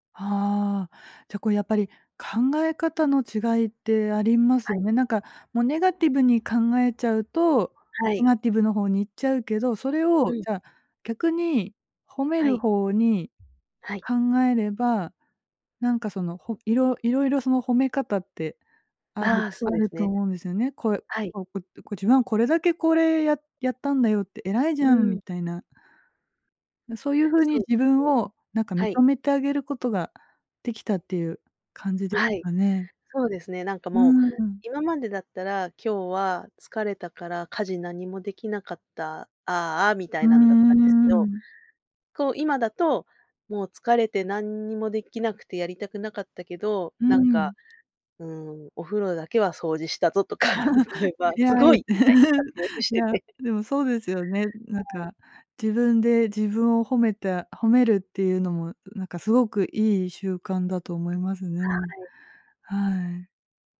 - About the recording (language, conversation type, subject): Japanese, podcast, 自分を変えた習慣は何ですか？
- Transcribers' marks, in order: laughing while speaking: "とか、例えばすごいみたいに活用してて"; chuckle